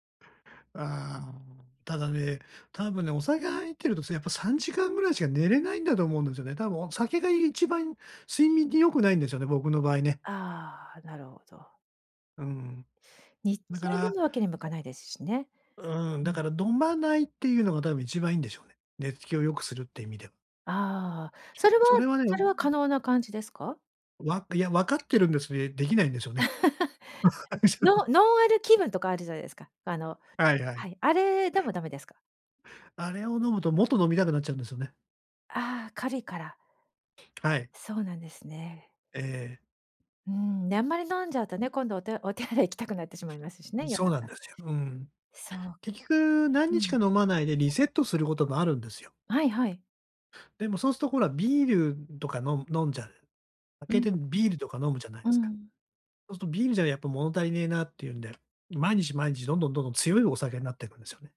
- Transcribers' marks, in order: other noise; chuckle; tapping
- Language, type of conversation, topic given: Japanese, advice, 夜にスマホを使うのをやめて寝つきを良くするにはどうすればいいですか？